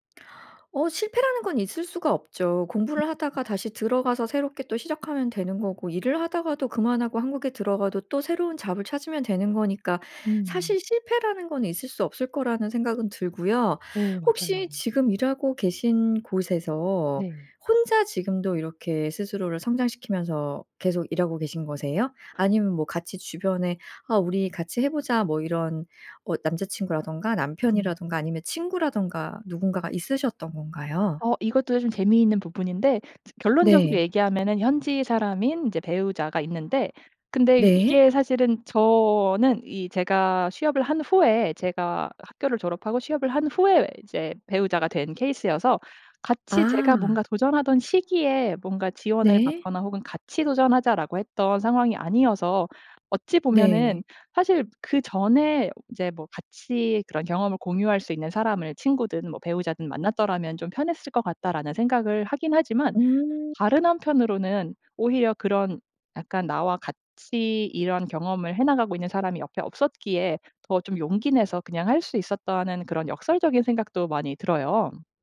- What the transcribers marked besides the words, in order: unintelligible speech; in English: "잡을"; other background noise
- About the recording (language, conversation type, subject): Korean, podcast, 한 번의 용기가 중요한 변화를 만든 적이 있나요?